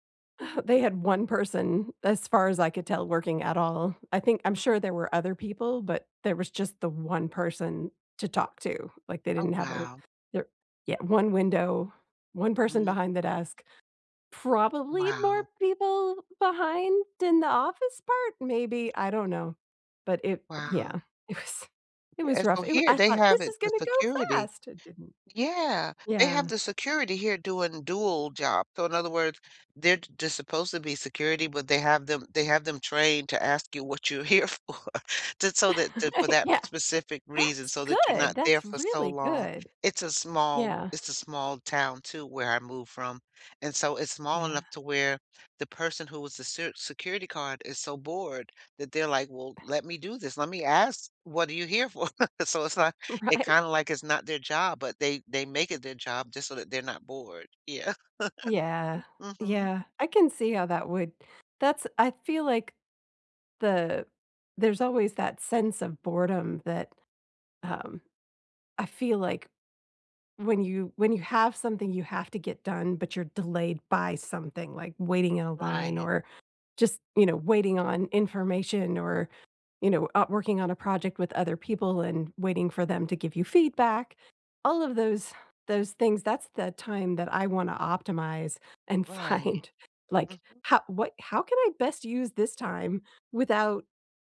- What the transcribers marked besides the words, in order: chuckle; tapping; other background noise; laughing while speaking: "It was"; put-on voice: "This is gonna go fast"; laughing while speaking: "here for"; laugh; laughing while speaking: "Uh, yeah"; unintelligible speech; chuckle; laughing while speaking: "Right"; chuckle; stressed: "by"; laughing while speaking: "find"
- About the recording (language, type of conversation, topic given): English, unstructured, What tiny habit should I try to feel more in control?
- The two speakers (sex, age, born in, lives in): female, 50-54, United States, United States; female, 60-64, United States, United States